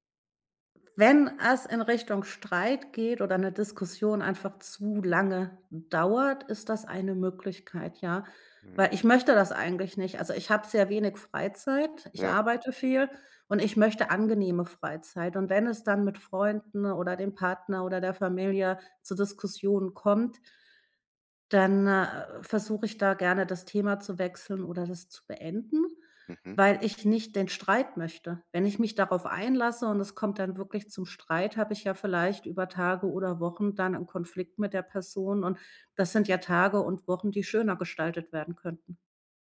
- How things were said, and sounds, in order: none
- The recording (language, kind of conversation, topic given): German, podcast, Wie bleibst du ruhig, wenn Diskussionen hitzig werden?